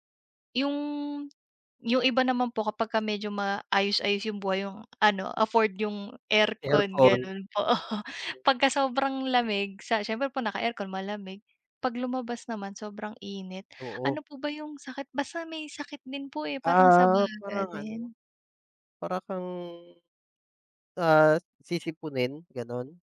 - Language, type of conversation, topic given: Filipino, unstructured, Ano ang epekto ng pagbabago ng klima sa mundo?
- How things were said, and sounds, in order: tapping; laughing while speaking: "po"